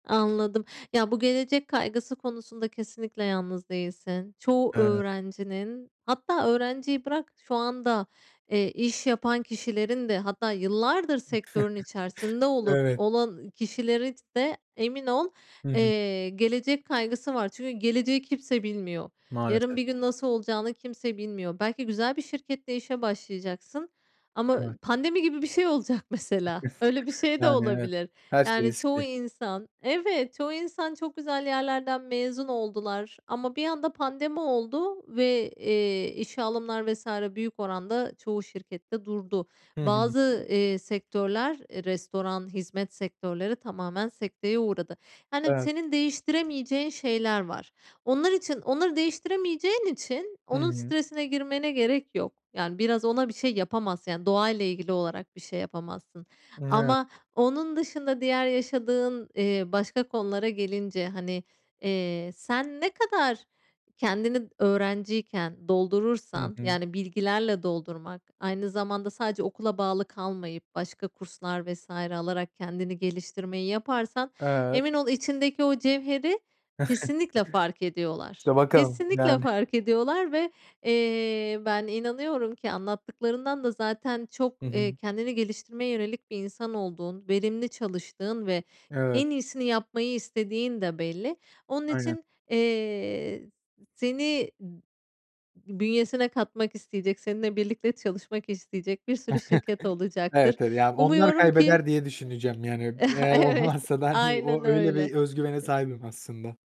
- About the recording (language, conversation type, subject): Turkish, podcast, Stresle başa çıkmak için hangi yöntemleri kullanırsın?
- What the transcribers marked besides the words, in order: chuckle; giggle; other background noise; unintelligible speech; chuckle; unintelligible speech; laughing while speaking: "evet"